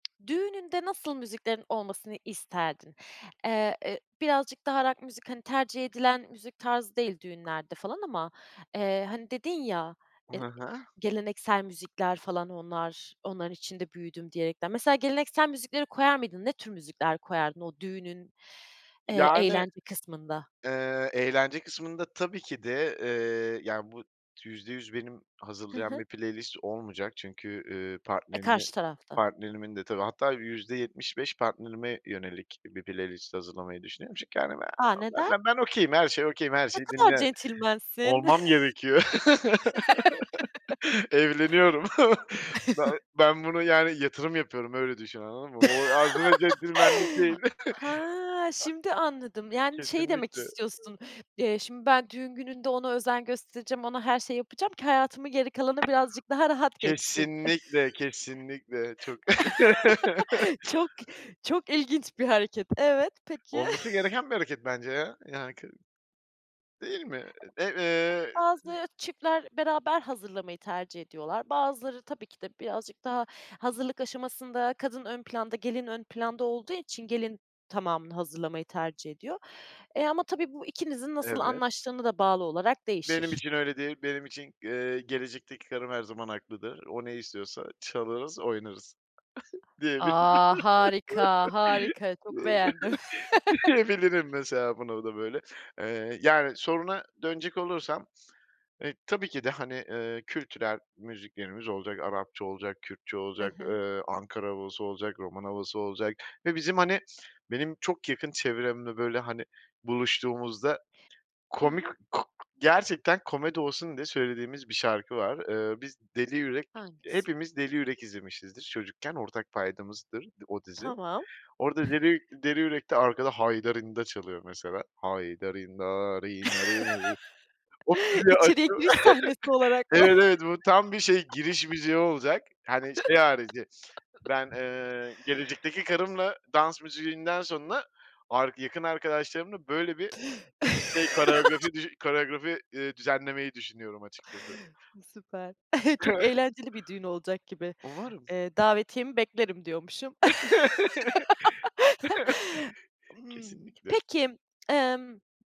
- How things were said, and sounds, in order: other background noise; in English: "playlist"; other noise; in English: "okay'im"; in English: "okay'im"; chuckle; laugh; laughing while speaking: "Evleniyorum"; laugh; laughing while speaking: "O centilmenlik değil"; unintelligible speech; chuckle; tapping; chuckle; chuckle; chuckle; laughing while speaking: "diyebilirim. Diyebilirim mesela"; laugh; chuckle; chuckle; singing: "Haydarinna rinna rina rina ri"; chuckle; laughing while speaking: "O müziği açıp"; laugh; chuckle; chuckle; laugh; chuckle
- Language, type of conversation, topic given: Turkish, podcast, Ailenin müzik zevki seni nasıl şekillendirdi?